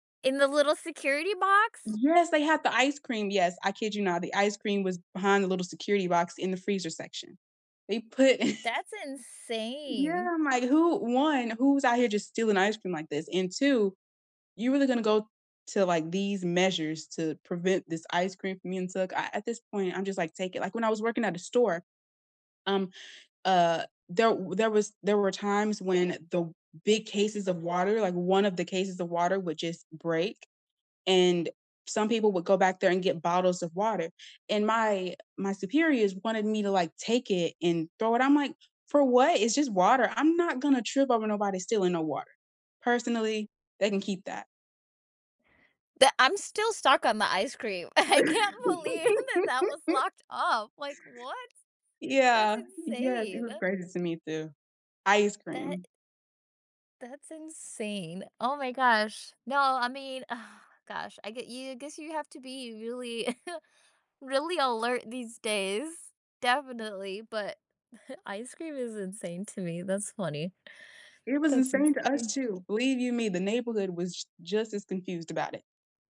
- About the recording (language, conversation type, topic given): English, unstructured, How do you decide when to ask a stranger for help and when to figure things out on your own?
- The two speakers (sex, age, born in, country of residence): female, 20-24, United States, United States; female, 30-34, United States, United States
- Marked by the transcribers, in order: chuckle; other background noise; laugh; laughing while speaking: "I can't believe"; sigh; chuckle; chuckle